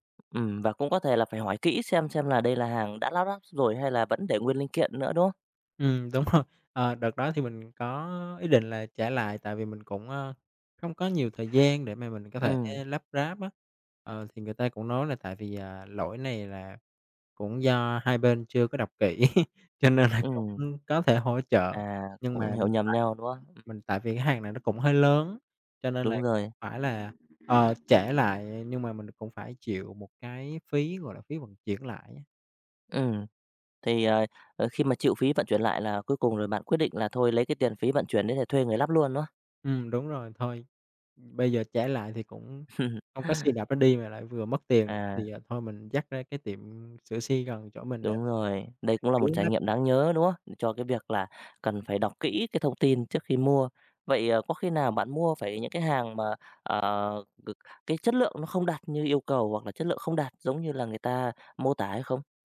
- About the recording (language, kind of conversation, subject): Vietnamese, podcast, Bạn có thể chia sẻ một trải nghiệm mua sắm trực tuyến đáng nhớ của mình không?
- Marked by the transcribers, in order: tapping; laughing while speaking: "đúng"; other background noise; laughing while speaking: "kỹ, cho nên là"; chuckle